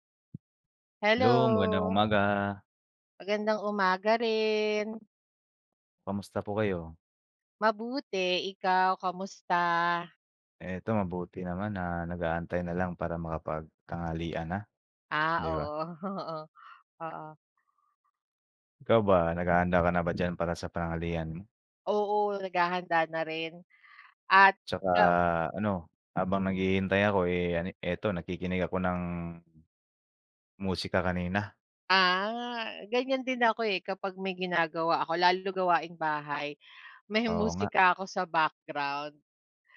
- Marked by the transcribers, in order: tapping; other background noise; drawn out: "Ah"
- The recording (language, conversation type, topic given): Filipino, unstructured, Paano nakaaapekto ang musika sa iyong araw-araw na buhay?